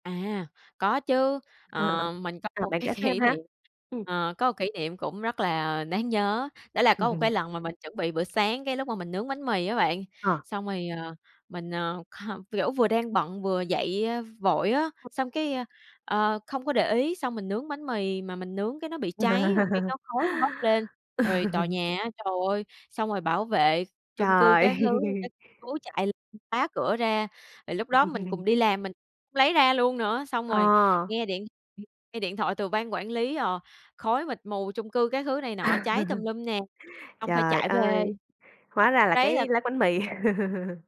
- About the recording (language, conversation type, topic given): Vietnamese, podcast, Bạn thường ăn sáng như thế nào vào những buổi sáng bận rộn?
- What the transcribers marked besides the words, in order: other background noise; laughing while speaking: "cái kỷ niệm"; tapping; chuckle; chuckle; chuckle; chuckle; chuckle; chuckle; chuckle